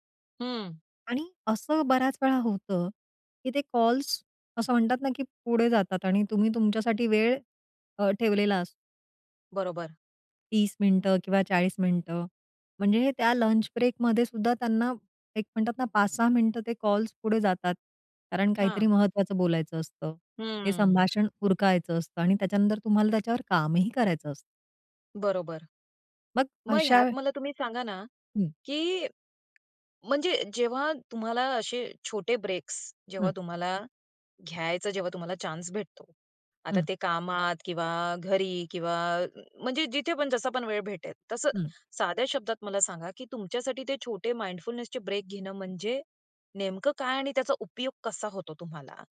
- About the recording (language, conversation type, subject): Marathi, podcast, दैनंदिन जीवनात जागरूकतेचे छोटे ब्रेक कसे घ्यावेत?
- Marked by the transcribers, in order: in English: "ब्रेकमध्ये"; in English: "ब्रेक्स"; in English: "चान्स"; in English: "माइंडफुलनेसचे ब्रेक"; tapping